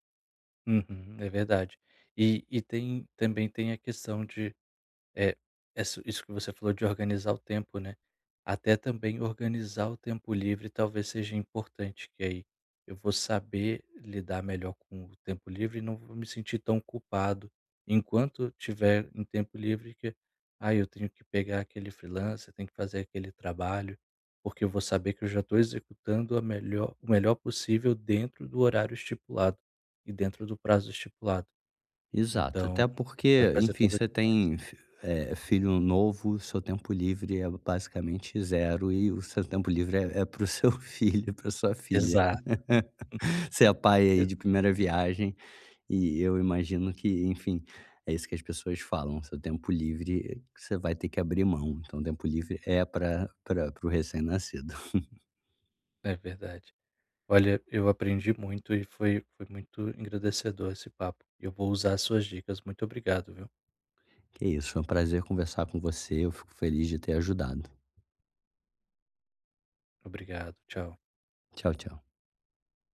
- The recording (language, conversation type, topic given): Portuguese, advice, Como posso equilibrar melhor minhas responsabilidades e meu tempo livre?
- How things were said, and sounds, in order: other background noise; tapping; laughing while speaking: "para o seu filho, para a sua filha. Você é pai aí"; laugh; chuckle